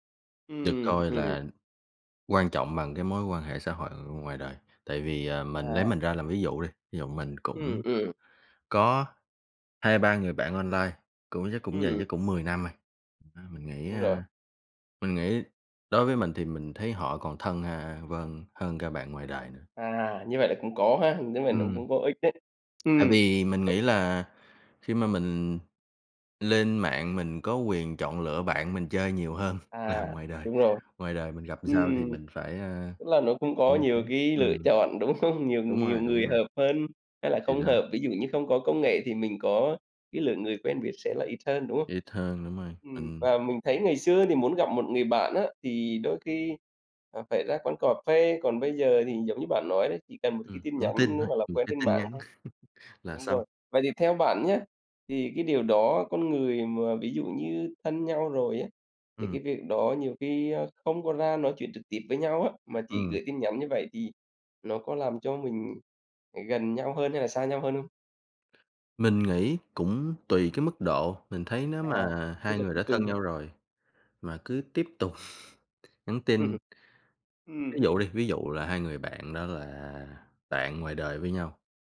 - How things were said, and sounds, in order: tapping; unintelligible speech; other noise; "làm" said as "ừn"; laughing while speaking: "không?"; unintelligible speech; chuckle; chuckle
- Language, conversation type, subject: Vietnamese, podcast, Bạn nghĩ công nghệ ảnh hưởng đến các mối quan hệ xã hội như thế nào?